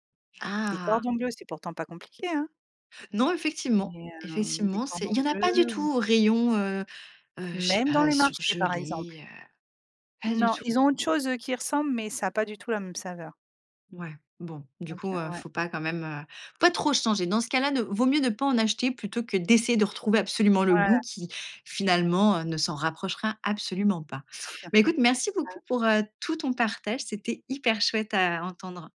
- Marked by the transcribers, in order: tapping; chuckle
- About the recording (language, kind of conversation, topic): French, podcast, Quel plat te ramène directement à ton enfance ?